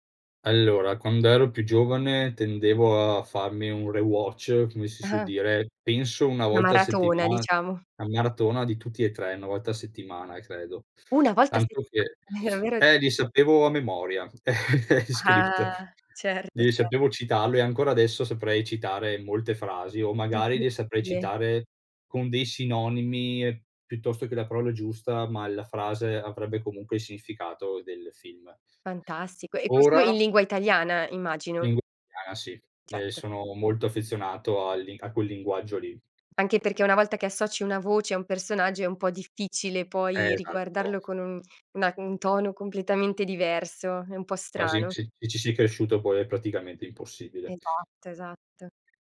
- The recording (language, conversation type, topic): Italian, podcast, Raccontami del film che ti ha cambiato la vita
- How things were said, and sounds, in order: in English: "rewatch"; laughing while speaking: "Ah"; "Una" said as "na"; surprised: "una volta a settimana"; teeth sucking; laughing while speaking: "davvero"; chuckle; in English: "script"; other background noise